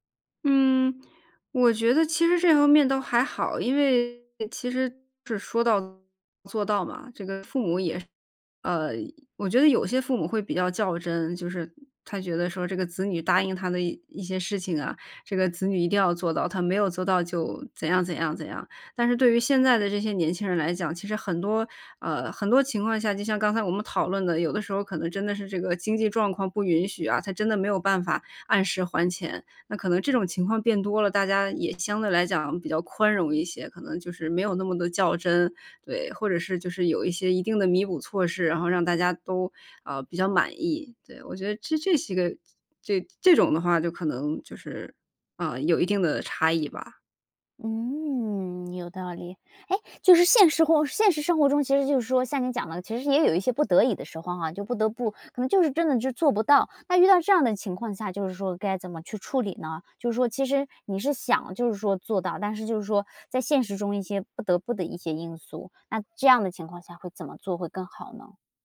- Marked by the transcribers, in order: other background noise
- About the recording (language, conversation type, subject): Chinese, podcast, 你怎么看“说到做到”在日常生活中的作用？